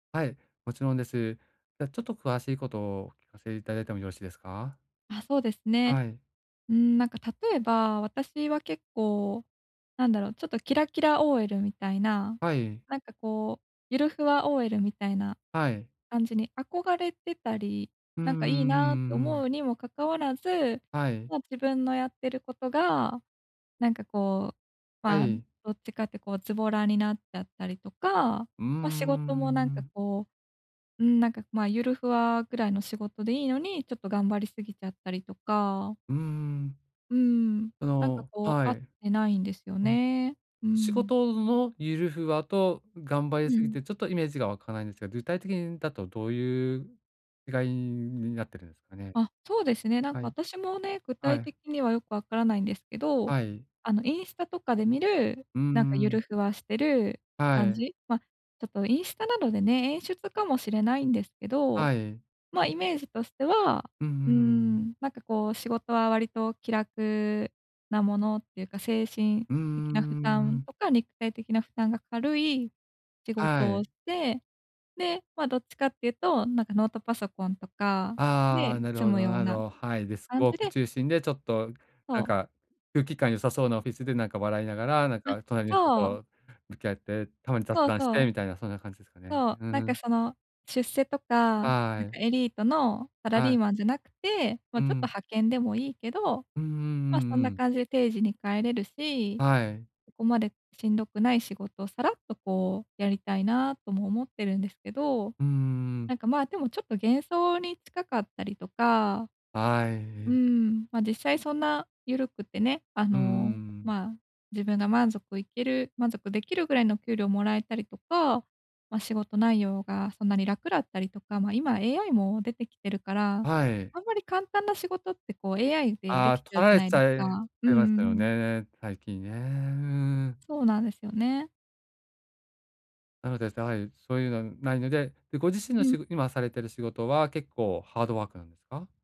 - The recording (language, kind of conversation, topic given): Japanese, advice, 自分の理想の自己像と日々の行動をどのように一致させればよいですか？
- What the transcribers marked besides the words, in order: none